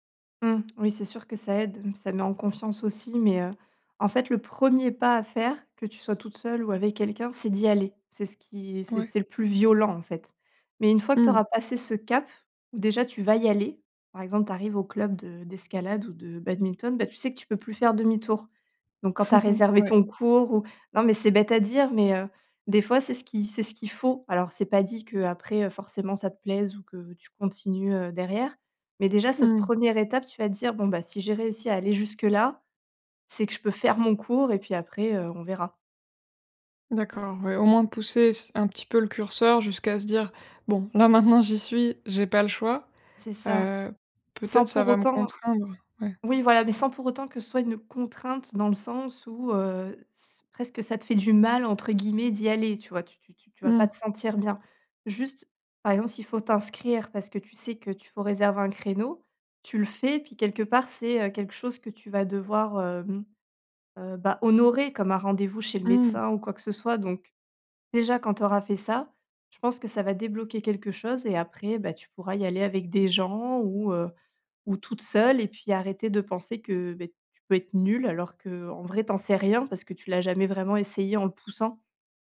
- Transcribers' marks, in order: other background noise; stressed: "d'y aller"; stressed: "violent"; stressed: "aller"; chuckle; stressed: "contrainte"; stressed: "mal"; stressed: "honorer"; stressed: "rien"
- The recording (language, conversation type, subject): French, advice, Comment surmonter ma peur d’échouer pour essayer un nouveau loisir ou un nouveau sport ?